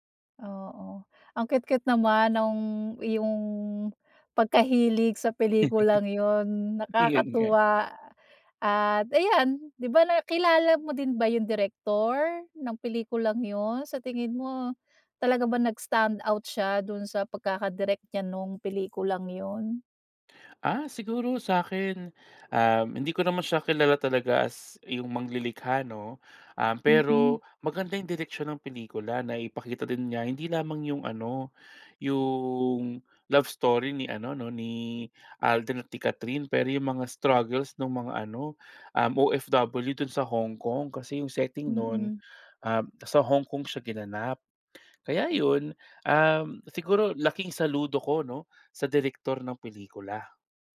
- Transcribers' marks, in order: chuckle; in English: "nag-stand out"; gasp; gasp; gasp; gasp; gasp; gasp
- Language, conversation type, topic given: Filipino, podcast, Ano ang paborito mong pelikula, at bakit ito tumatak sa’yo?